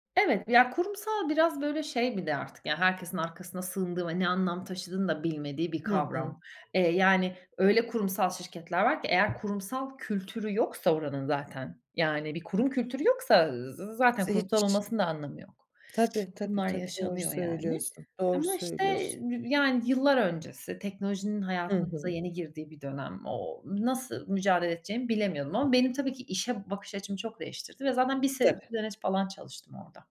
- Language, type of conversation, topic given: Turkish, podcast, İş ve özel yaşam dengesini nasıl sağlıyorsun?
- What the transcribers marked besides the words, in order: other background noise; tapping; unintelligible speech; unintelligible speech